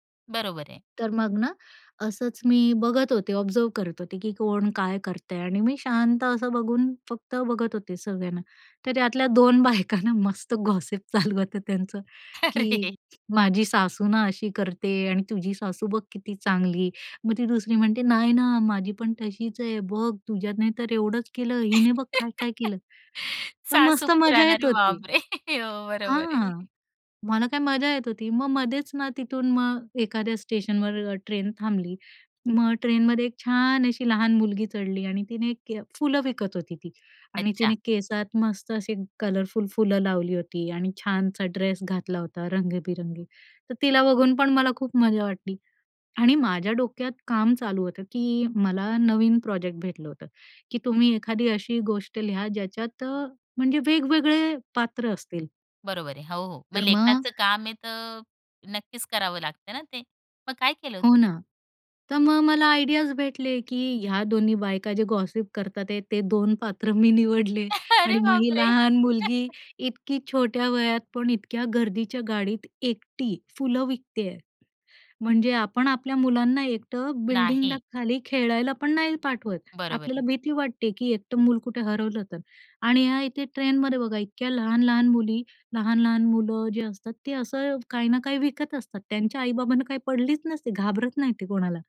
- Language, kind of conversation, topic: Marathi, podcast, स्वतःला प्रेरित ठेवायला तुम्हाला काय मदत करतं?
- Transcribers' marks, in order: in English: "ऑब्झर्व्ह"; laughing while speaking: "दोन बायका ना मस्त गॉसिप चालू होतं त्यांचं"; in English: "गॉसिप"; laughing while speaking: "अरे"; tapping; giggle; laughing while speaking: "सासू पुराण अरे बाप रे! हो, हो. बरोबर आहे"; drawn out: "छान"; in English: "कलरफुल"; in English: "ड्रेस"; other noise; in English: "आयडियाज"; in English: "गॉसिप"; laughing while speaking: "मी निवडले"; laugh; chuckle; surprised: "इतक्या गर्दीच्या गाडीत एकटी फुलं विकती आहे"